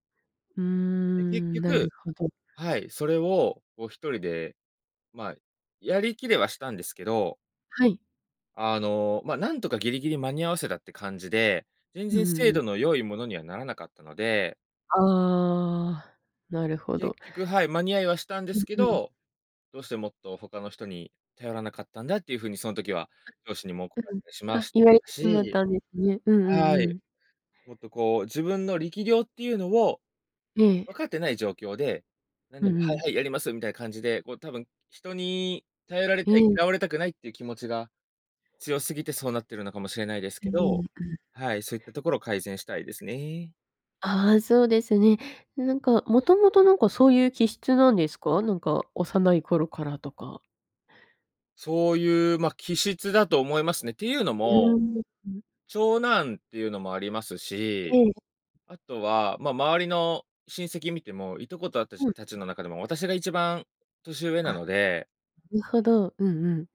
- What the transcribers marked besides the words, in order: none
- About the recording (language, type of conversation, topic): Japanese, advice, なぜ私は人に頼らずに全部抱え込み、燃え尽きてしまうのでしょうか？